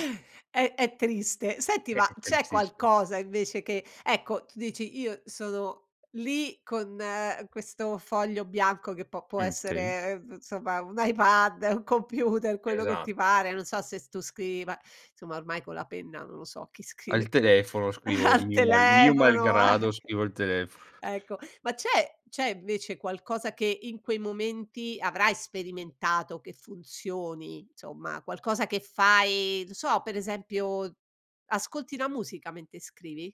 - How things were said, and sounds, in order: other background noise; laughing while speaking: "computer"; laughing while speaking: "al"; laughing while speaking: "eh"; "insomma" said as "nsomma"
- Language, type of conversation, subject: Italian, podcast, Cosa fai quando ti senti bloccato creativamente?